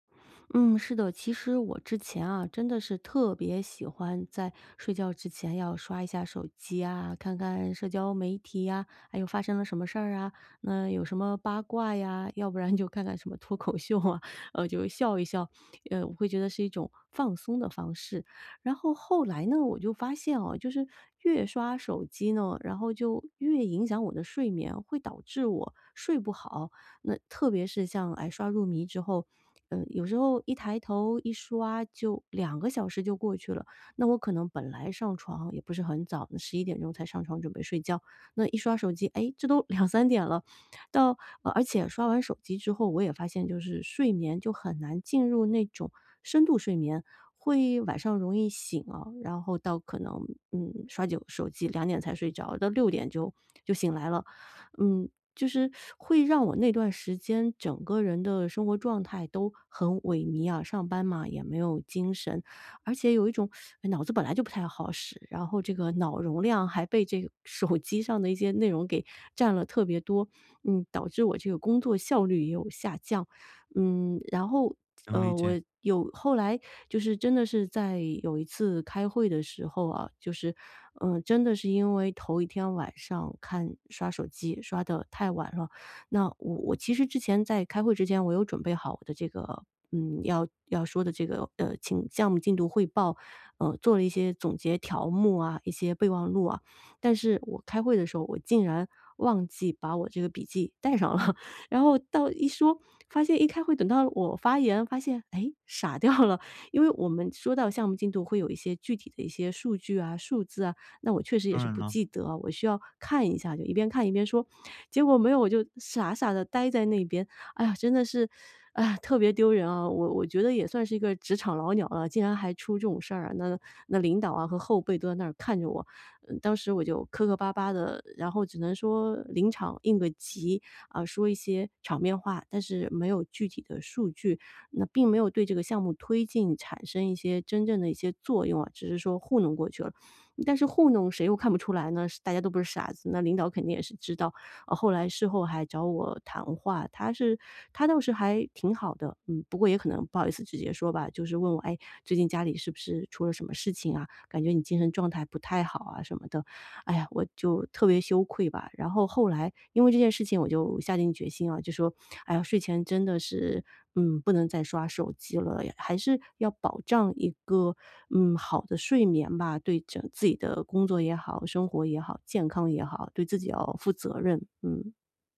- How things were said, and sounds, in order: laughing while speaking: "口秀啊"; laughing while speaking: "两三 点了"; inhale; teeth sucking; laughing while speaking: "手机"; laughing while speaking: "带上了"
- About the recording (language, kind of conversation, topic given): Chinese, podcast, 你平时怎么避免睡前被手机打扰？